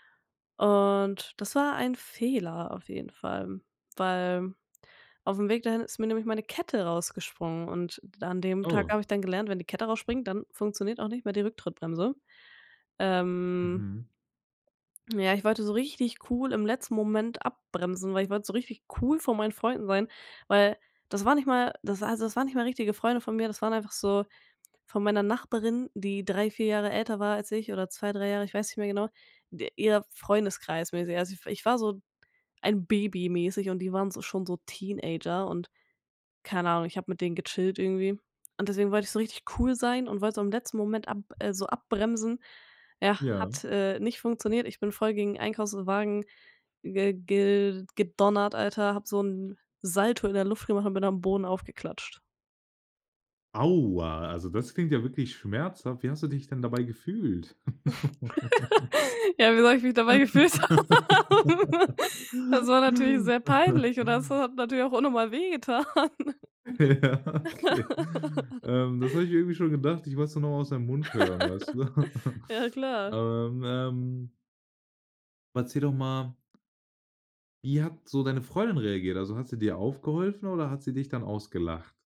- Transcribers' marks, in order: drawn out: "und"; stressed: "cool"; put-on voice: "Aua"; other background noise; laugh; giggle; laugh; laughing while speaking: "haben?"; laugh; laughing while speaking: "Ja, okay"; laughing while speaking: "wehgetan"; laugh; giggle; giggle
- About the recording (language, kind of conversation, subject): German, podcast, Was war dein schlimmstes Missgeschick unterwegs?